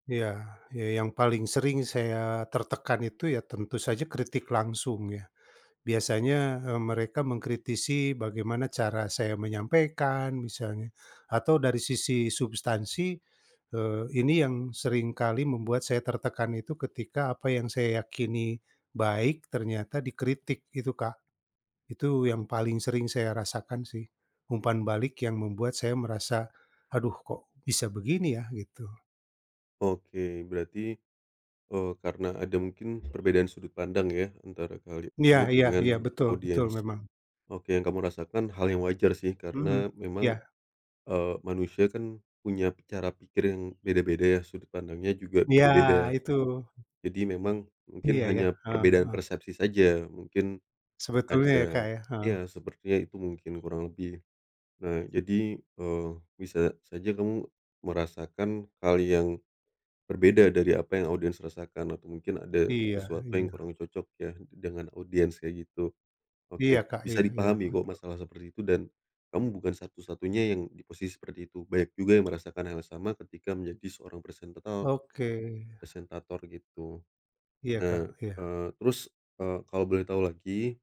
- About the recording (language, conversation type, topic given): Indonesian, advice, Apa kesulitan Anda dalam menerima umpan balik saat presentasi di depan tim besar?
- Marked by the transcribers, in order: other background noise; tapping